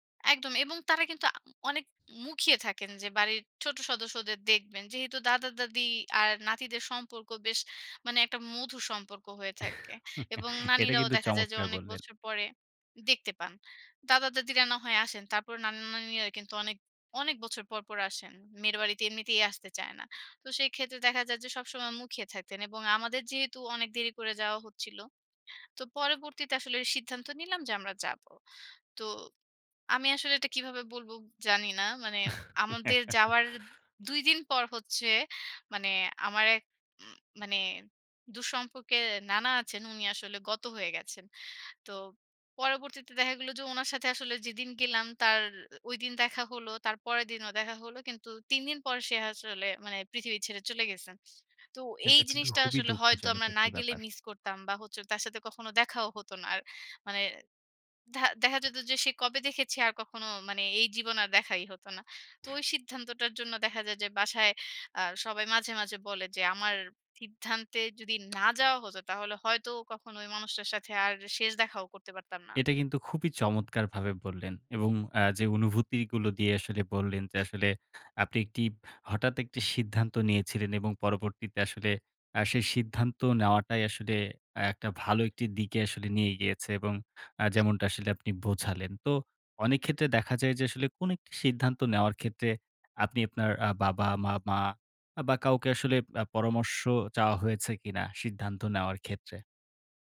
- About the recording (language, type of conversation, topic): Bengali, podcast, জীবনে আপনি সবচেয়ে সাহসী সিদ্ধান্তটি কী নিয়েছিলেন?
- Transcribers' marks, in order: other background noise; chuckle; chuckle; tapping; unintelligible speech